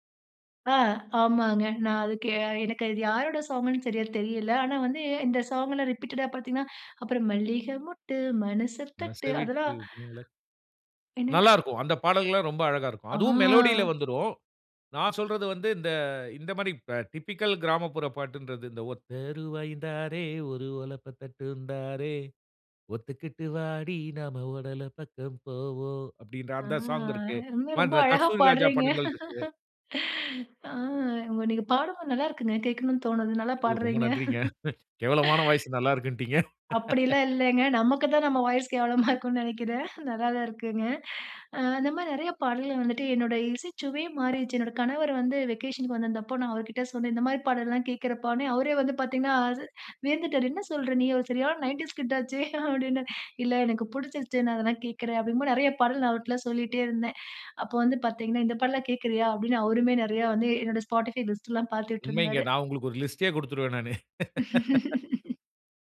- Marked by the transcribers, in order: in English: "ஸாங்குன்னு"; in English: "ஸாங்"; in English: "ரிப்பீட்டடா"; singing: "மல்லிகை மொட்டு மனச தட்டு"; singing: "மனச விட்டு"; unintelligible speech; drawn out: "ஆ"; in English: "மெலோடில"; in English: "டிபிக்கல்"; singing: "ஒத்த ருவாயுந் தாரேன், ஒரு ஒலப்ப தட்டுந்தாரே, ஒத்துக்கிட்டு வாடி நாம ஓடல பக்கம் போவோம்"; "ஓட" said as "ஓடல"; in English: "ஸாங்"; laugh; laugh; in English: "வாய்ஸ்"; laughing while speaking: "கேவலமா இருக்கும்ன்னு நெனைக்கிறேன்"; in English: "வெகேஷனுக்கு"; laughing while speaking: "நைன்டீஸ் கிட் ஆச்சே அப்டின்னு"; in English: "நைன்டீஸ் கிட்"; in English: "Spotify லிஸ்ட்"; laugh
- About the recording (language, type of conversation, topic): Tamil, podcast, சினிமா பாடல்கள் உங்கள் இசை அடையாளத்தை எப்படிச் மாற்றின?